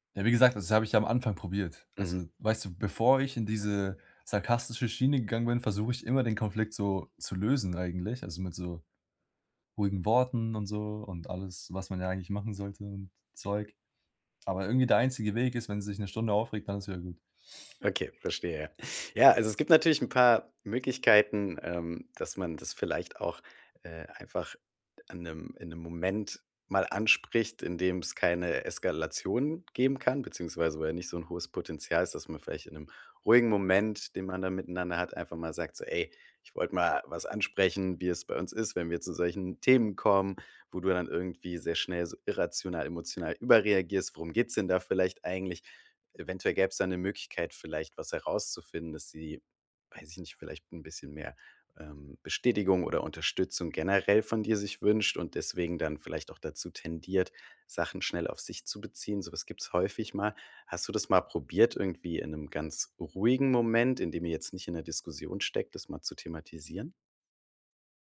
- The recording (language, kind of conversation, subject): German, advice, Wie kann ich während eines Streits in meiner Beziehung gesunde Grenzen setzen und dabei respektvoll bleiben?
- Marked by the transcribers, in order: none